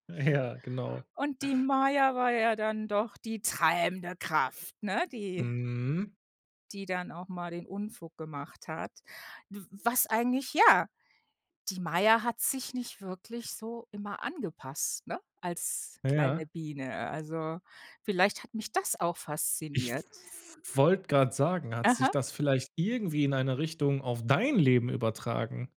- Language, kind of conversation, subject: German, podcast, Welches Lied katapultiert dich sofort in deine Kindheit zurück?
- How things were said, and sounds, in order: laughing while speaking: "Ja"; put-on voice: "treibende Kraft"; stressed: "treibende"; drawn out: "Mhm"; stressed: "das"; stressed: "irgendwie"; stressed: "dein"